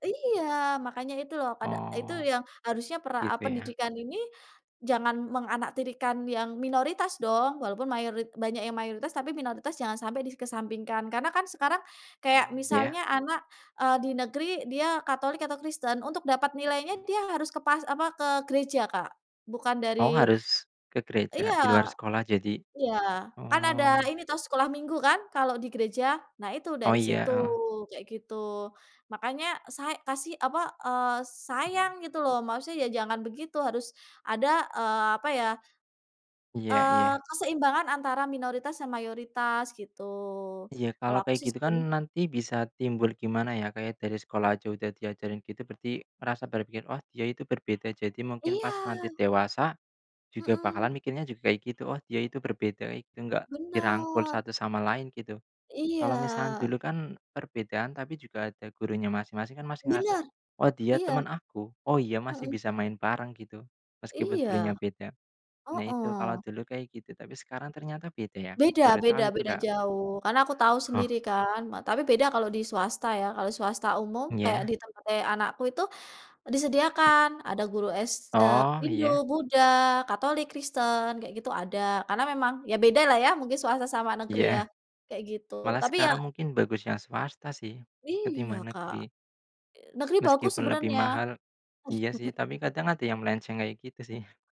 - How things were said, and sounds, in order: other background noise; chuckle
- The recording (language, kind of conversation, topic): Indonesian, unstructured, Apa yang kamu pikirkan tentang konflik yang terjadi karena perbedaan keyakinan?